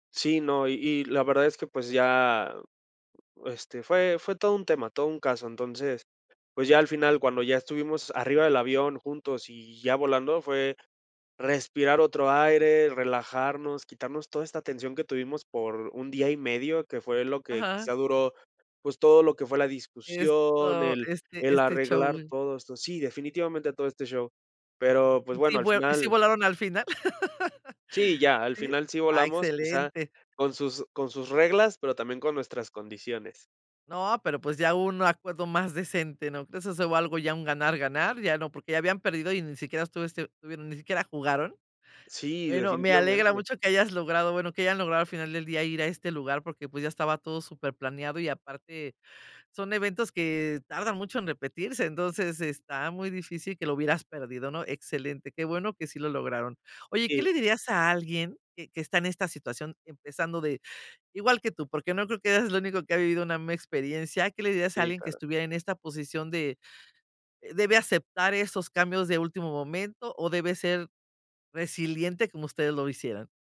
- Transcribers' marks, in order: laugh
- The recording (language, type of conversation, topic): Spanish, podcast, ¿Alguna vez te cancelaron un vuelo y cómo lo manejaste?